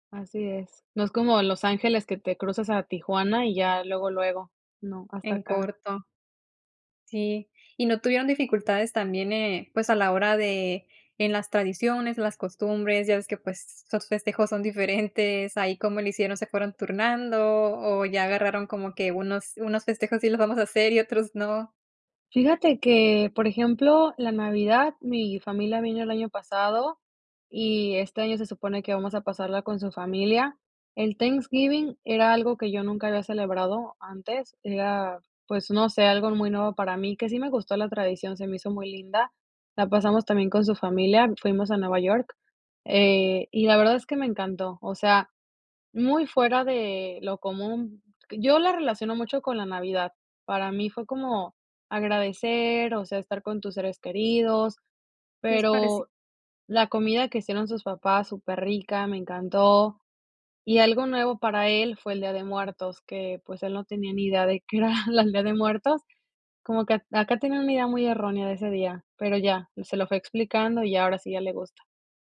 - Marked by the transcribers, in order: tapping; chuckle
- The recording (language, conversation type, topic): Spanish, podcast, ¿cómo saliste de tu zona de confort?